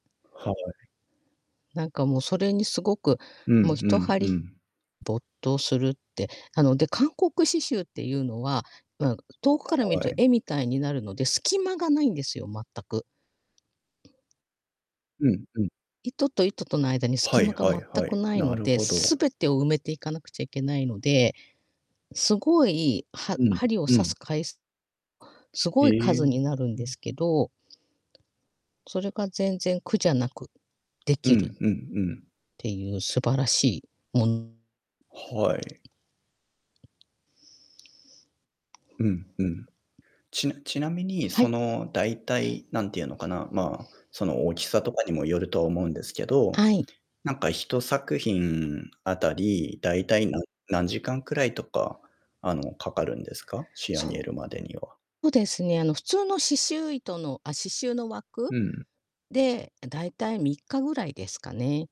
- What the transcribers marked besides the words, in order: distorted speech
- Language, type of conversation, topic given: Japanese, unstructured, 趣味を始めたきっかけは何ですか？